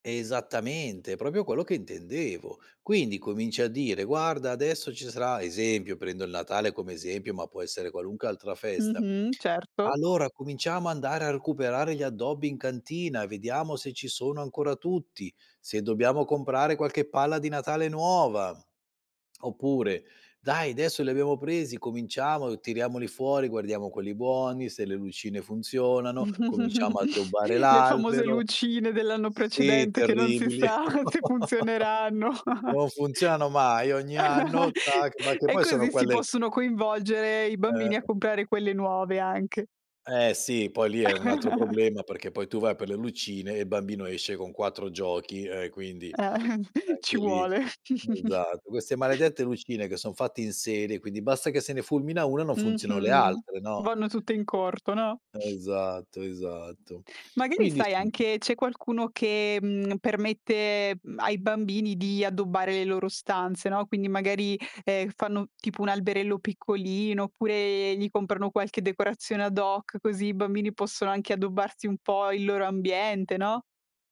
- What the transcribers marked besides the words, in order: "proprio" said as "propio"; giggle; chuckle; tapping; chuckle; laugh; giggle; chuckle
- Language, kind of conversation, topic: Italian, podcast, Come si trasmettono le tradizioni ai bambini?